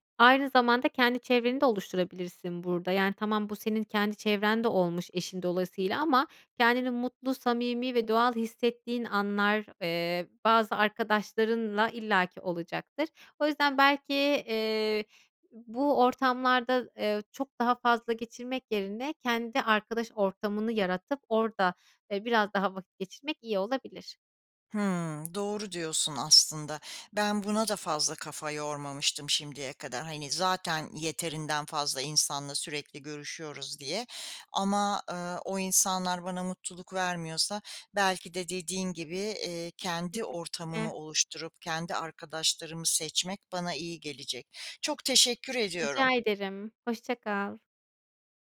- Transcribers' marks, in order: other background noise
- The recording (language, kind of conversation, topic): Turkish, advice, Kutlamalarda sosyal beklenti baskısı yüzünden doğal olamıyorsam ne yapmalıyım?